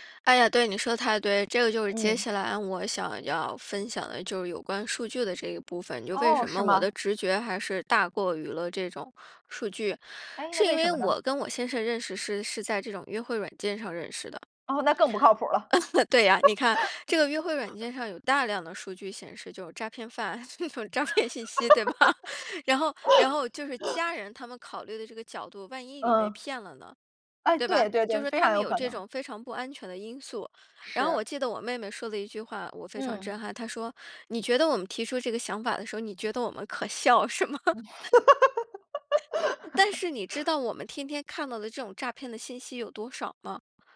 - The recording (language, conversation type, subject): Chinese, podcast, 做决定时你更相信直觉还是更依赖数据？
- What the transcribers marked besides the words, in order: chuckle; laugh; laughing while speaking: "那种诈骗"; laugh; laughing while speaking: "对吧"; laughing while speaking: "是吗？"; laugh; chuckle